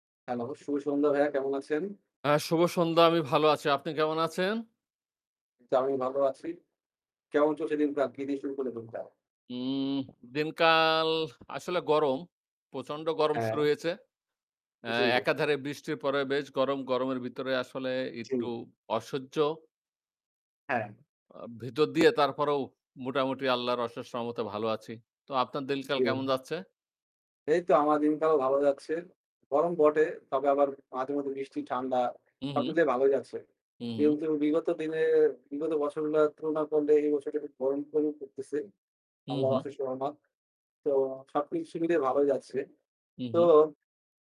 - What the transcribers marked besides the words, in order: static
- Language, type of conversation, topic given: Bengali, unstructured, আপনার মতে, ভালো প্রতিবেশী হওয়ার মানে কী?